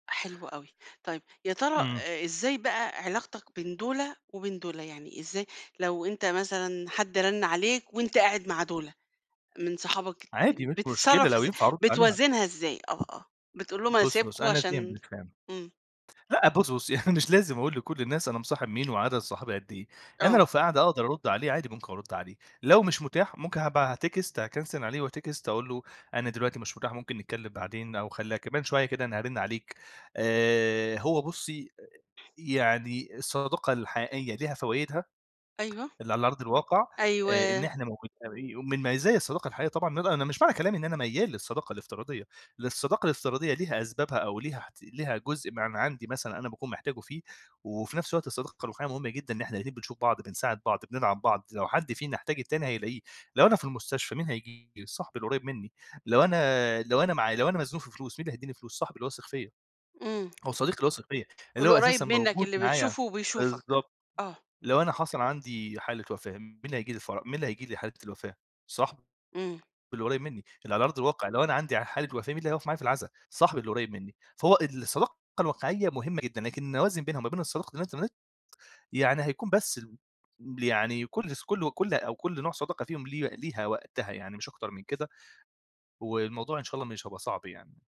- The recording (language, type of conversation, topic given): Arabic, podcast, إزاي بتوازن بين صداقاتك على النت وصداقاتك في الحياة الواقعية؟
- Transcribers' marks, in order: tapping; in English: "أتكست هاكَنسِل"; in English: "وأتكست"; other background noise